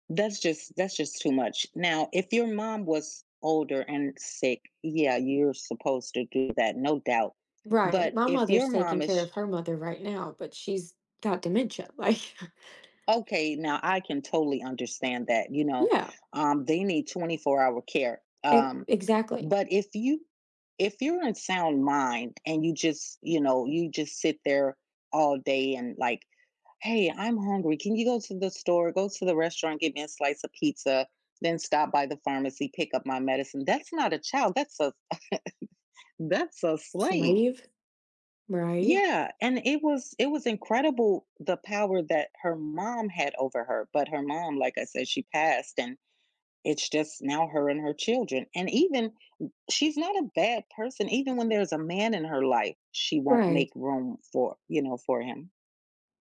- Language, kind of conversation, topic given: English, podcast, How do you define a meaningful and lasting friendship?
- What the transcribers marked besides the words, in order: laughing while speaking: "like"; tapping; chuckle; other background noise